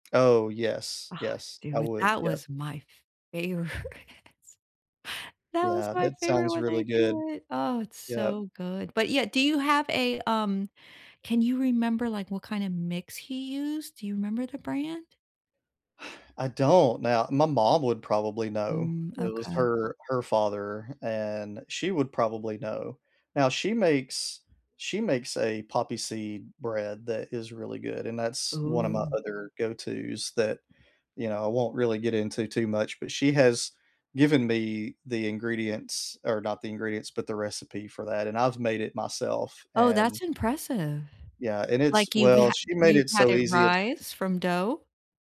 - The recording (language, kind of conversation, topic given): English, unstructured, What is your go-to comfort food, and what’s the story behind it?
- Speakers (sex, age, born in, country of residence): female, 45-49, United States, United States; male, 45-49, United States, United States
- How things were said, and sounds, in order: laughing while speaking: "favorite"; joyful: "That was my favorite when I do it. Oh, it's so good"; tapping; sigh